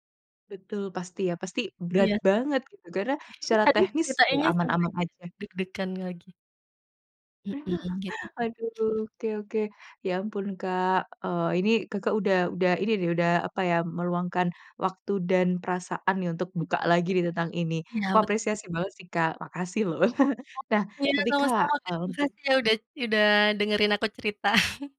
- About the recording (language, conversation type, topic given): Indonesian, podcast, Kapan terakhir kali kamu merasa sangat bangga pada diri sendiri?
- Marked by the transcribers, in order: chuckle; tapping; chuckle; laugh; laughing while speaking: "cerita"; chuckle